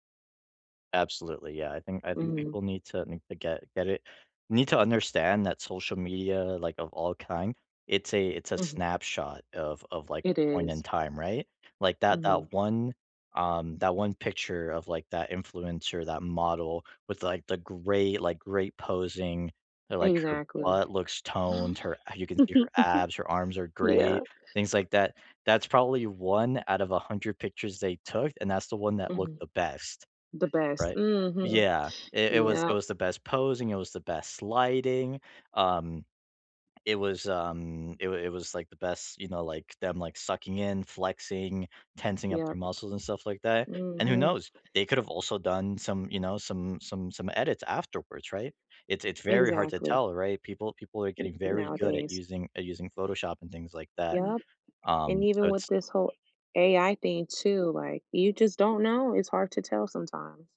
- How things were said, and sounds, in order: other background noise; chuckle; background speech; tapping
- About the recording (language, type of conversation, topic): English, unstructured, How does social media influence body image?
- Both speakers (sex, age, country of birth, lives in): female, 30-34, South Korea, United States; male, 30-34, United States, United States